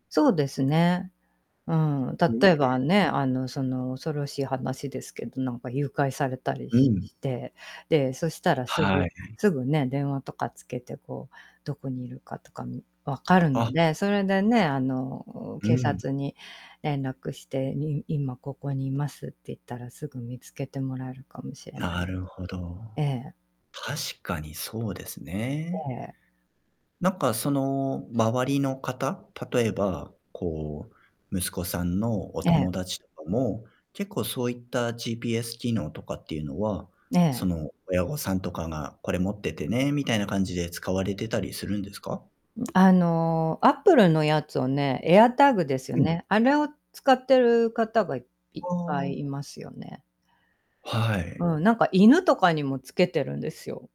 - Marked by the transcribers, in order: distorted speech; other background noise; tapping
- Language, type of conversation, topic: Japanese, podcast, 迷子対策として、普段必ず持ち歩いているものは何ですか？